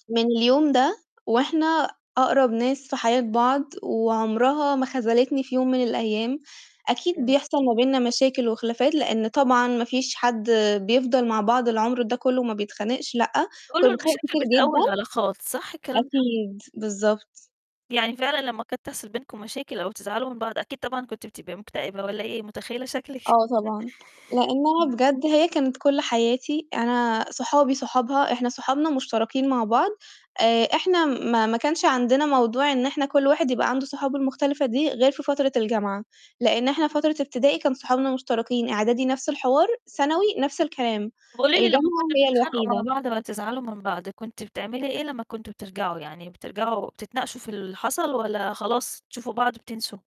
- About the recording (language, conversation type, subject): Arabic, podcast, إيه الموقف اللي علّمك معنى الصداقة؟
- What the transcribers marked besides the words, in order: distorted speech; static; other noise; tapping